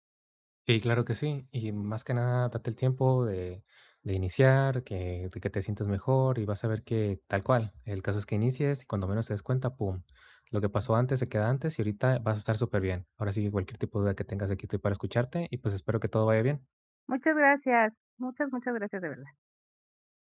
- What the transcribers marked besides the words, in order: none
- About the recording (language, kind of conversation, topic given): Spanish, advice, ¿Cómo puedo recuperar la disciplina con pasos pequeños y sostenibles?